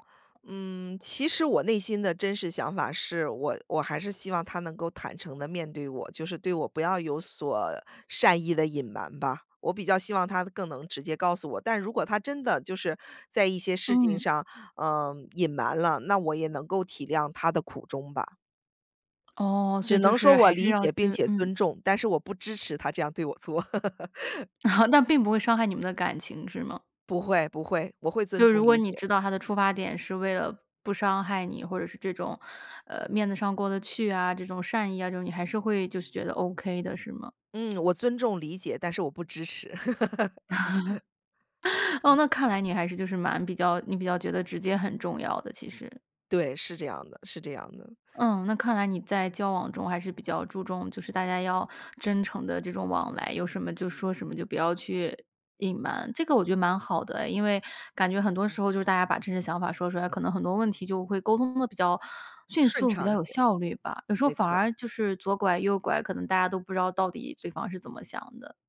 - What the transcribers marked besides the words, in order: other background noise; laugh; laugh
- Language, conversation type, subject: Chinese, podcast, 你为了不伤害别人，会选择隐瞒自己的真实想法吗？
- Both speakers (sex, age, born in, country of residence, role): female, 30-34, China, United States, host; female, 35-39, United States, United States, guest